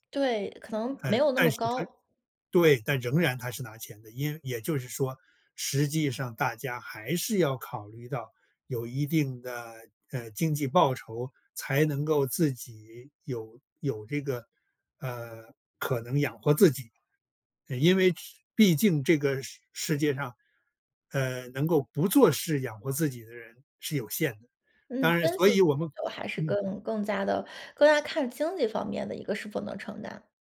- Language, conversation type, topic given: Chinese, podcast, 你会为了更有意义的工作而接受降薪吗？
- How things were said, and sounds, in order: other background noise; unintelligible speech